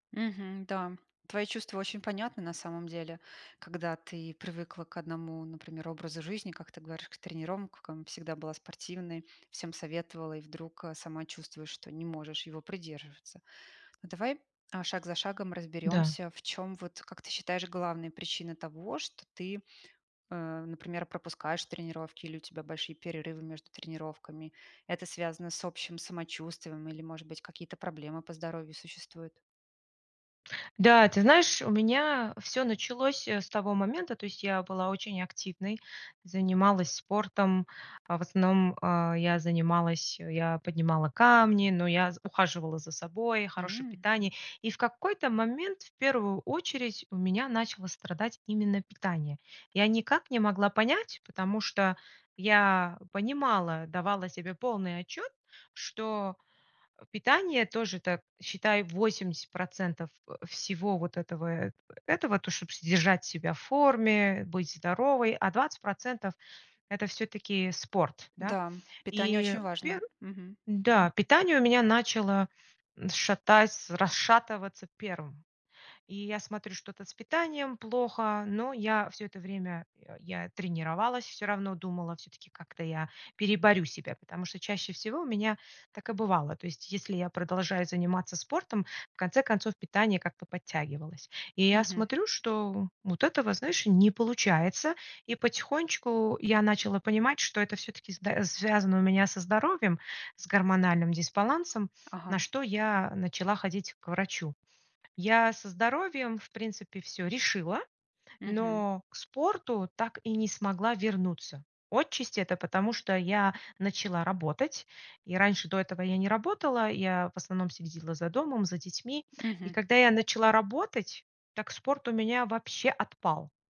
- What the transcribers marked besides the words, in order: "тренировкам" said as "тренировмкам"; tapping; other background noise
- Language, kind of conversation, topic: Russian, advice, Как перестать чувствовать вину за пропуски тренировок из-за усталости?